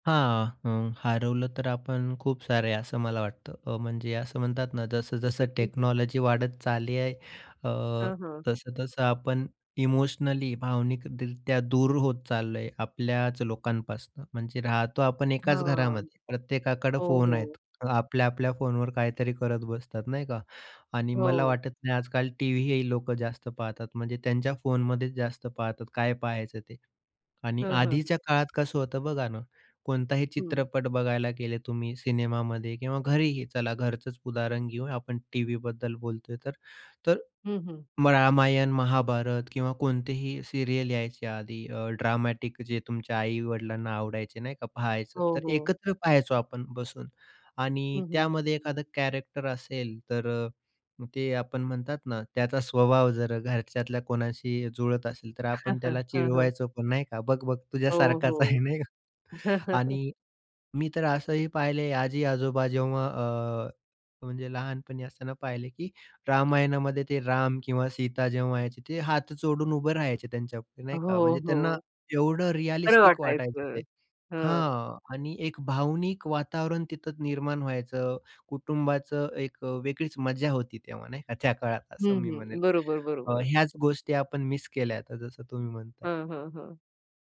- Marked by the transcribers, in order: in English: "टेक्नॉलॉजी"; other background noise; tapping; in English: "सीरियल"; in English: "ड्रामॅटिक"; in English: "कॅरेक्टर"; chuckle; chuckle; in English: "रिअलिस्टिक"
- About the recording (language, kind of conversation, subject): Marathi, podcast, स्ट्रीमिंग सेवांमुळे टीव्ही पाहण्याची पद्धत बदलली आहे का, असं तुम्हाला वाटतं?